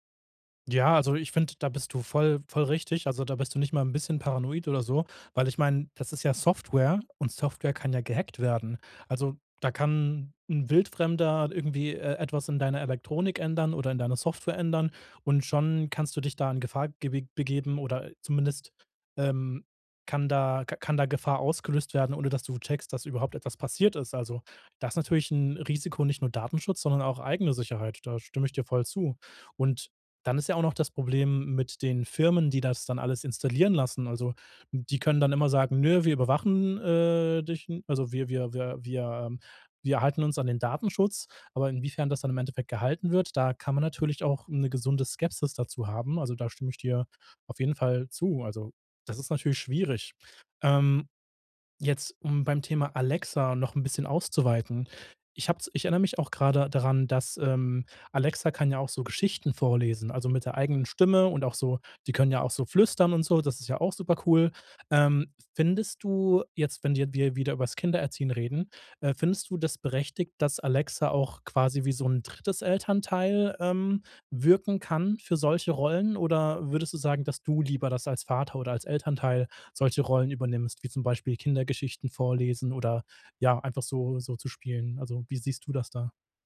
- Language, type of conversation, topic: German, podcast, Wie beeinflusst ein Smart-Home deinen Alltag?
- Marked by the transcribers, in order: none